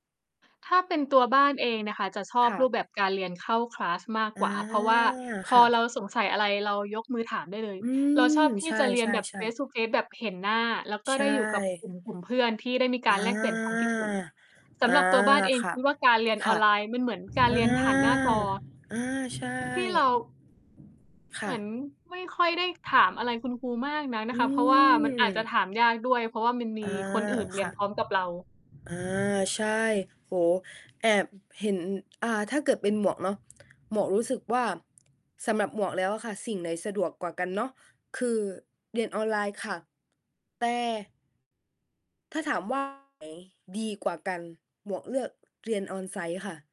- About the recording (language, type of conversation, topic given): Thai, unstructured, การเรียนออนไลน์กับการไปเรียนที่โรงเรียนแตกต่างกันอย่างไร?
- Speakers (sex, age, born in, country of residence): female, 20-24, Thailand, Thailand; female, 25-29, Thailand, Thailand
- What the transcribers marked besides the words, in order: in English: "คลาส"; other background noise; in English: "face-to-face"; other weather sound; drawn out: "อา"; tapping; distorted speech